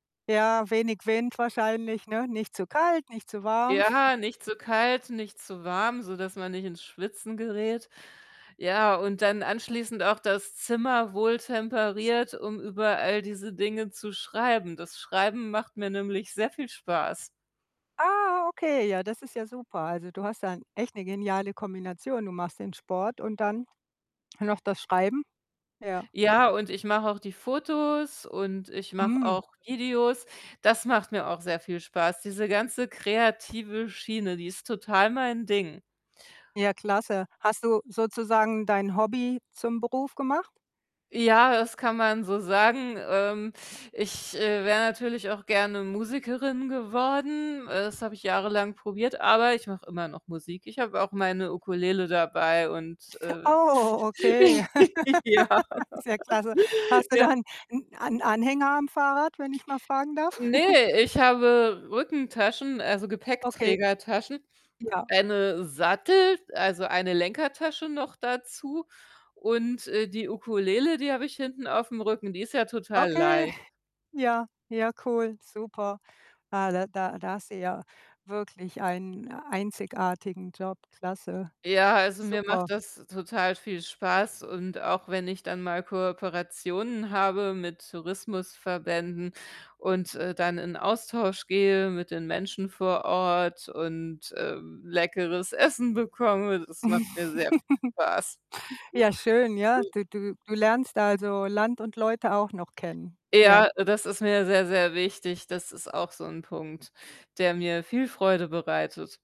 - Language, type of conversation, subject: German, unstructured, Was macht dir an deiner Arbeit am meisten Spaß?
- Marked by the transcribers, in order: other background noise; chuckle; static; drawn out: "Ah"; laughing while speaking: "Oh, okay"; laugh; laughing while speaking: "dann"; laugh; laughing while speaking: "ja"; laugh; giggle; distorted speech; chuckle; laugh; chuckle